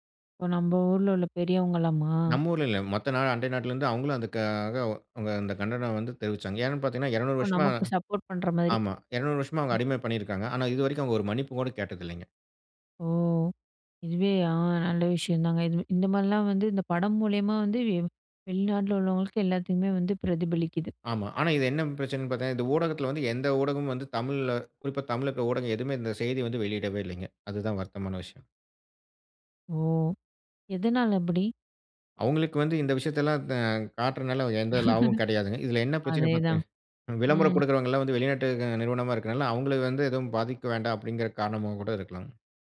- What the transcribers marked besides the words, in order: in English: "சப்போர்ட்"; surprised: "ஓ!"; sad: "ஆனா இது என்ன பிரச்சனைனு பாத்தா … தான் வருத்தமான விஷயம்"; anticipating: "ஓ! எதனால அப்படி?"; chuckle
- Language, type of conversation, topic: Tamil, podcast, பிரதிநிதித்துவம் ஊடகங்களில் சரியாக காணப்படுகிறதா?